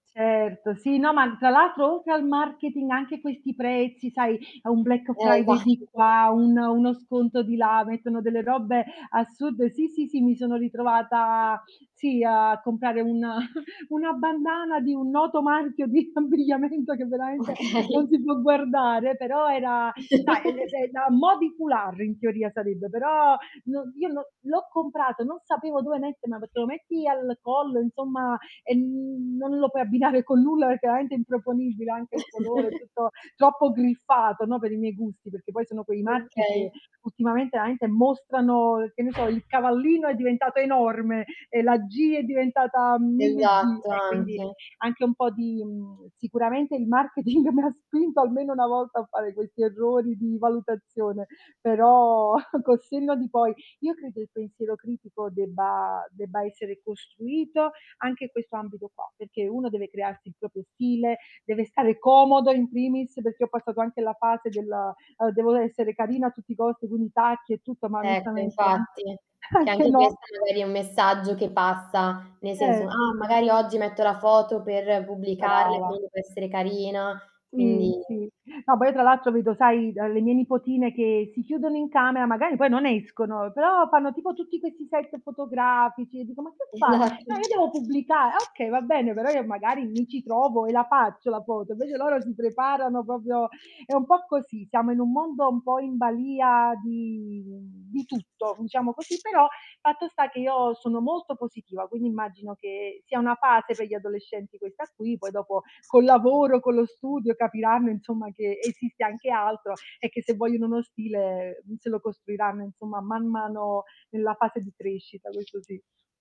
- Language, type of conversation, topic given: Italian, podcast, Che ruolo hanno i social nel modo in cui esprimi te stessa/o attraverso l’abbigliamento?
- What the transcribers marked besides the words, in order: distorted speech; static; other noise; "robe" said as "robbe"; chuckle; laughing while speaking: "di abbigliamento, che veramente"; laughing while speaking: "Okay"; unintelligible speech; chuckle; "mettermela" said as "metterma"; chuckle; "veramente" said as "eramente"; other background noise; laughing while speaking: "marketing"; drawn out: "però"; chuckle; "proprio" said as "propio"; laughing while speaking: "anche no"; laughing while speaking: "Esatto"; tapping; "proprio" said as "propio"